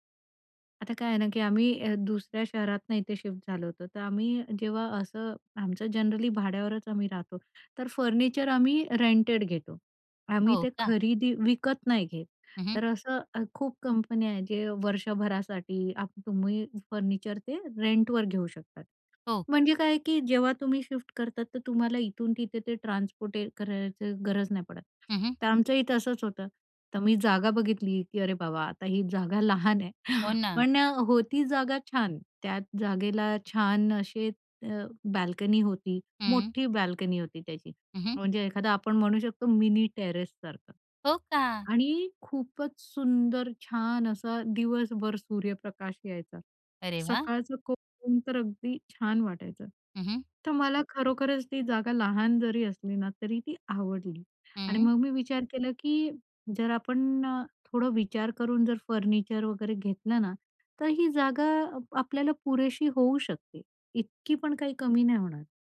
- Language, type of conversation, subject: Marathi, podcast, लहान घरात तुम्ही घर कसं अधिक आरामदायी करता?
- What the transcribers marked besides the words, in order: in English: "शिफ्ट"; in English: "जनरली"; in English: "रेंटेड"; in English: "रेंटवर"; other background noise; in English: "शिफ्ट"; in English: "ट्रान्सपोटे"; "ट्रान्सपोर्ट" said as "ट्रान्सपोटे"; laughing while speaking: "ही जागा लहान आहे"; in English: "मिनी"